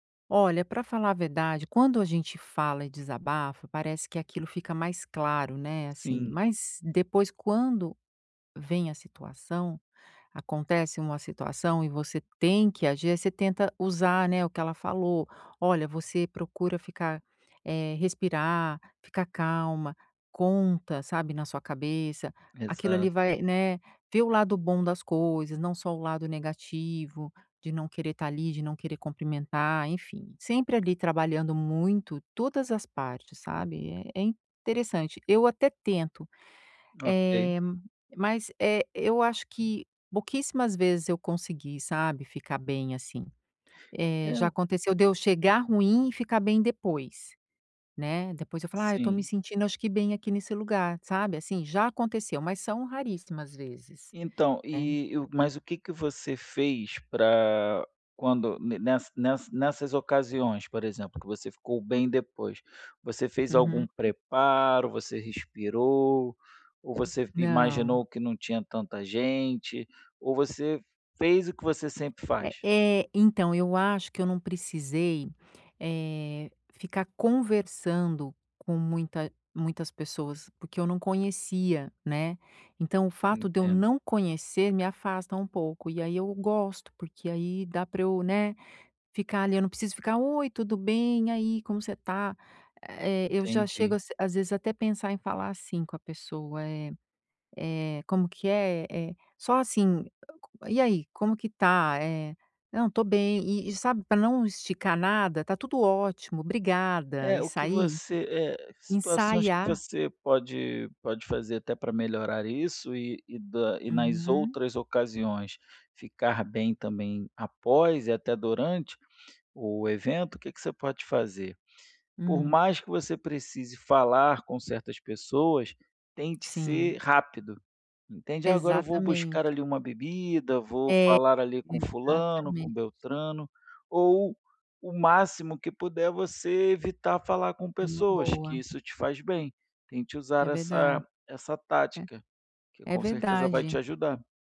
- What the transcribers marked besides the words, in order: tapping; other background noise
- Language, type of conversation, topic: Portuguese, advice, Como posso lidar com a ansiedade antes e durante eventos sociais?